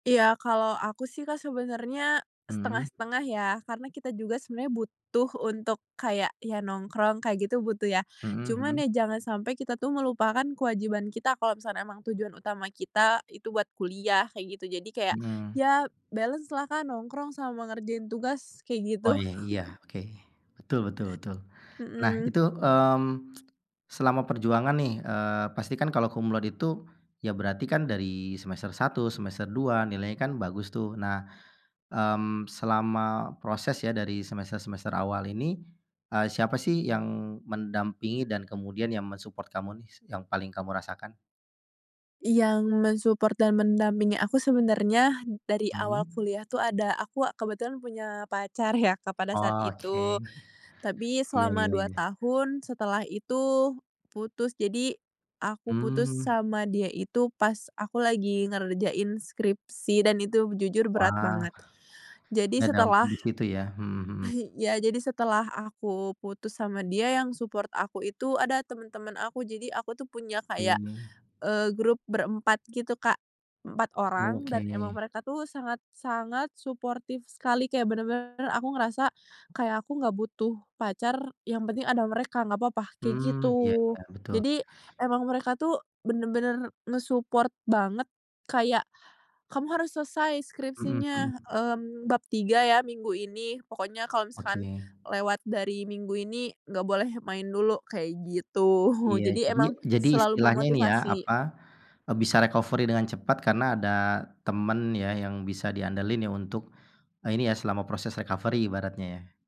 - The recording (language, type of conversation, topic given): Indonesian, podcast, Apa momen paling membanggakan yang pernah kamu alami?
- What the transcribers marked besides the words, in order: in English: "balance-lah"; chuckle; other background noise; tsk; tapping; in English: "men-support"; in English: "men-support"; chuckle; in English: "support"; in English: "nge-support"; laughing while speaking: "gitu"; in English: "recovery"; in English: "recovery"